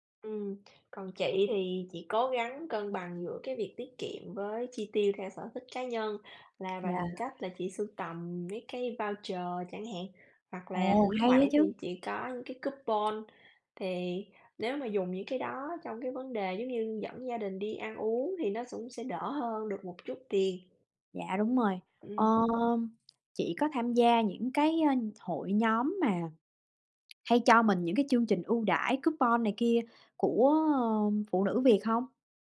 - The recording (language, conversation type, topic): Vietnamese, unstructured, Bạn làm gì để cân bằng giữa tiết kiệm và chi tiêu cho sở thích cá nhân?
- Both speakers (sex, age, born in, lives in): female, 30-34, Vietnam, United States; female, 35-39, Vietnam, United States
- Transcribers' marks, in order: tapping; in English: "coupon"; in English: "coupon"